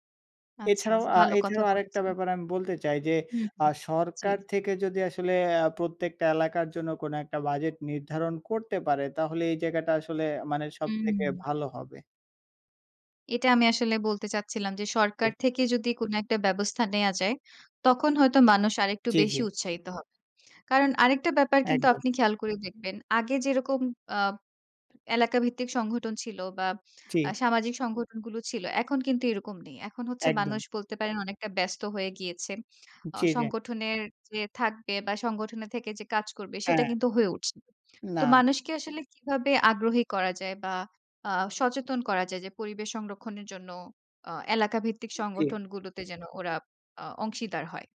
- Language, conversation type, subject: Bengali, podcast, প্রকৃতি সংরক্ষণে একজন সাধারণ মানুষ কীভাবে আজ থেকেই শুরু করতে পারে?
- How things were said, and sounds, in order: none